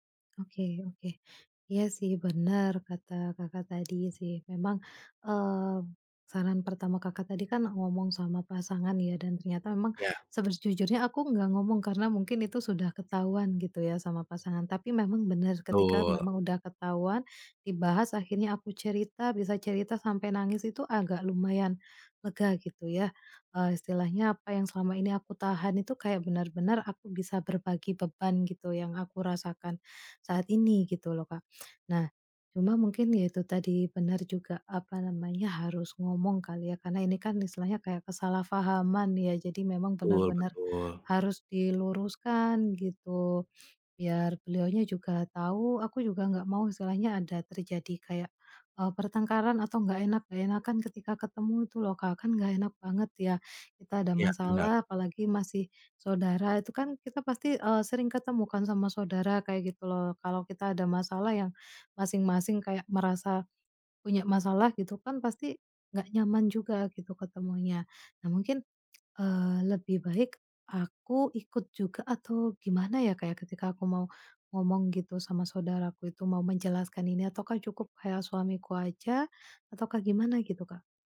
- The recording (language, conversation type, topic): Indonesian, advice, Bagaimana sebaiknya saya menyikapi gosip atau rumor tentang saya yang sedang menyebar di lingkungan pergaulan saya?
- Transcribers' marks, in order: "sejujurnya" said as "seberjujurnya"